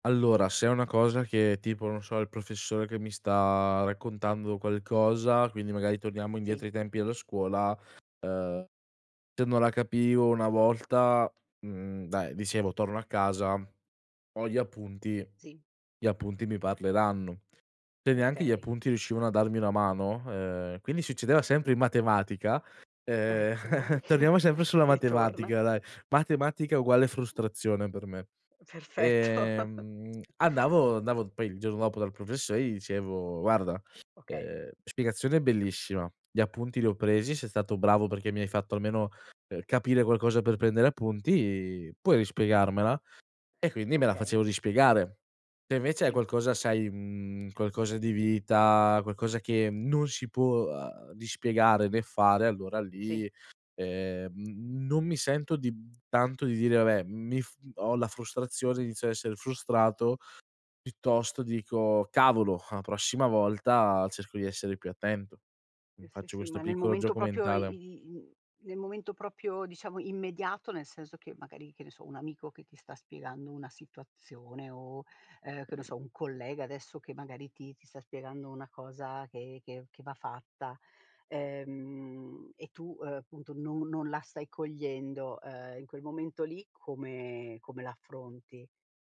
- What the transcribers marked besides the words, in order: chuckle; laughing while speaking: "Eccola lì"; chuckle; "andavo" said as "ndavo"; chuckle; tapping; "proprio" said as "propio"; "proprio" said as "propio"; other background noise
- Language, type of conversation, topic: Italian, podcast, Come affronti la frustrazione quando non capisci qualcosa?